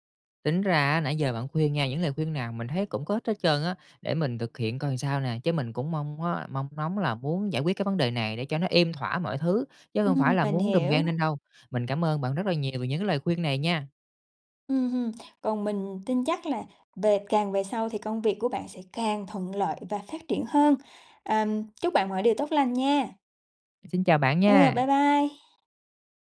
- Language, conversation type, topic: Vietnamese, advice, Bạn đã nhận phản hồi gay gắt từ khách hàng như thế nào?
- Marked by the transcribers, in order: tapping